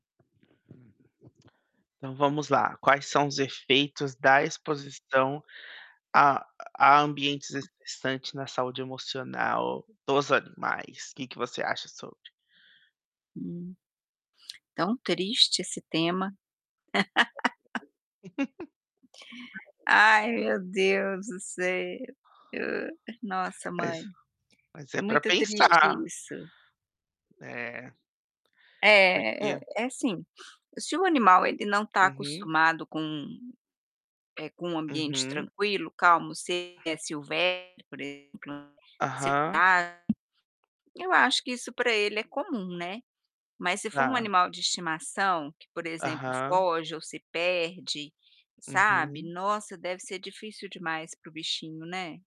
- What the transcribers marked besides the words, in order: static; other background noise; tapping; distorted speech; laugh; giggle; other noise
- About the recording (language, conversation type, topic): Portuguese, unstructured, Quais são os efeitos da exposição a ambientes estressantes na saúde emocional dos animais?